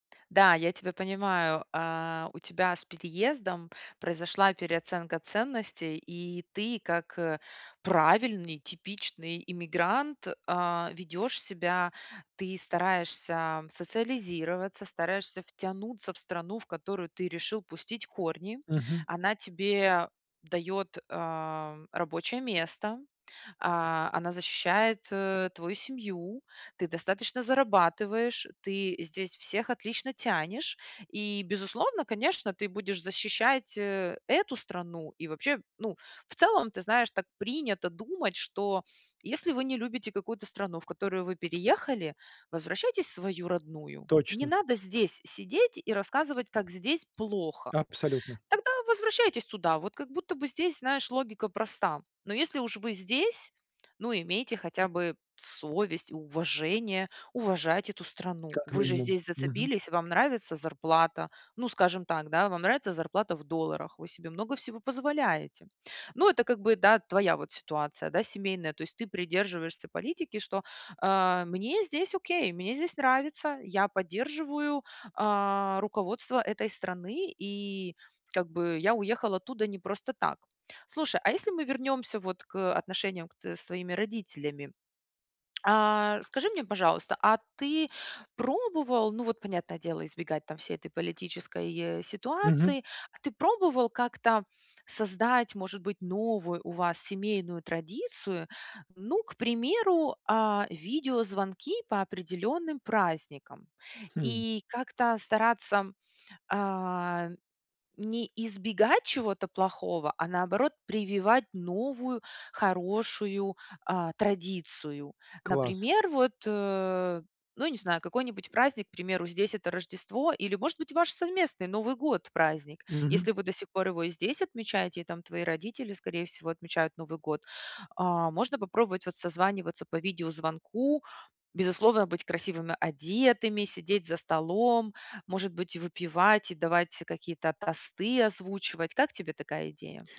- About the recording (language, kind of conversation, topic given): Russian, advice, Как сохранить близкие отношения, когда в жизни происходит много изменений и стресса?
- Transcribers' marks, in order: stressed: "эту"